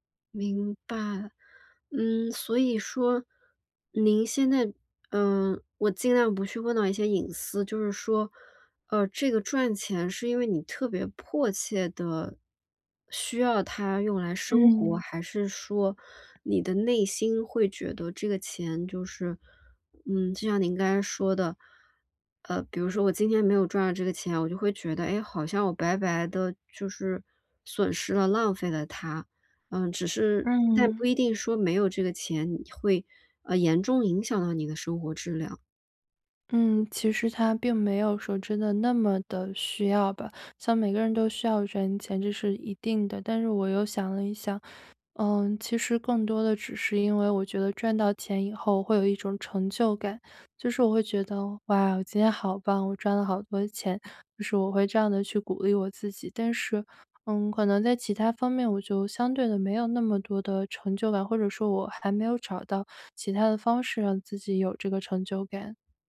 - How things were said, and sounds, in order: other background noise
- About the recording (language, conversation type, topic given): Chinese, advice, 如何在忙碌中找回放鬆時間？